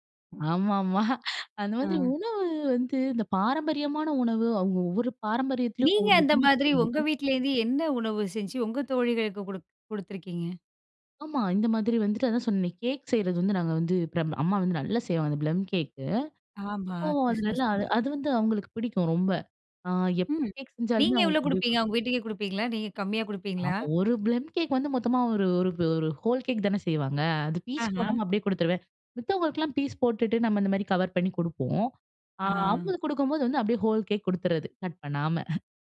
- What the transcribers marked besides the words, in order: laughing while speaking: "ஆமாமா"; in English: "ஹோல் கேக்"; in English: "ஹோல் கேக்"; chuckle
- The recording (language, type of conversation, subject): Tamil, podcast, பாரம்பரிய உணவை யாரோ ஒருவருடன் பகிர்ந்தபோது உங்களுக்கு நடந்த சிறந்த உரையாடல் எது?